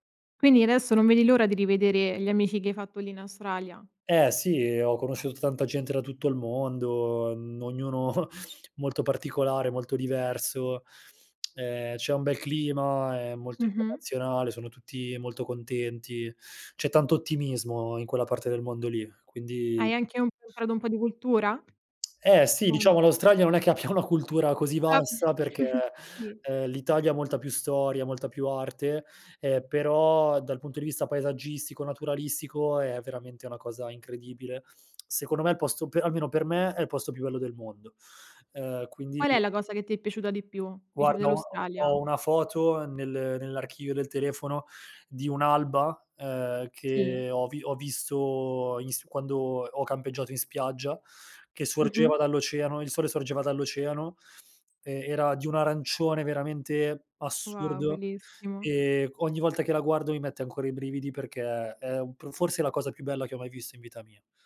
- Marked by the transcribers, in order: chuckle; laughing while speaking: "abbia"; chuckle
- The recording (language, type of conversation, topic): Italian, podcast, Raccontami di una volta in cui hai seguito il tuo istinto: perché hai deciso di fidarti di quella sensazione?